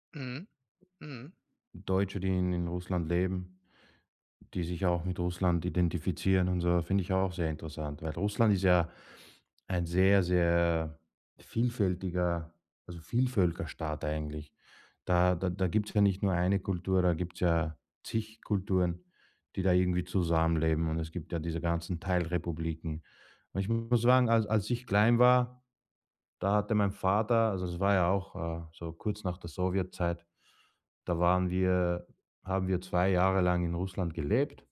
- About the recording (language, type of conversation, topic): German, podcast, Was bedeutet Sprache für deine Identität?
- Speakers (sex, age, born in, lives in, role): male, 35-39, Armenia, Austria, guest; male, 70-74, Germany, Germany, host
- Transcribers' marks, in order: none